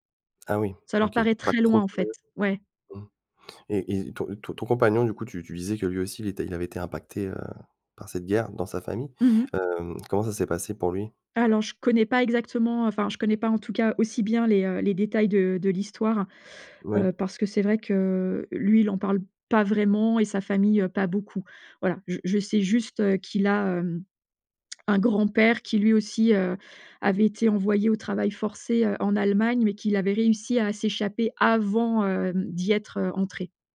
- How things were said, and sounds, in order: unintelligible speech; other background noise; drawn out: "que"; stressed: "avant"
- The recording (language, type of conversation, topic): French, podcast, Comment les histoires de guerre ou d’exil ont-elles marqué ta famille ?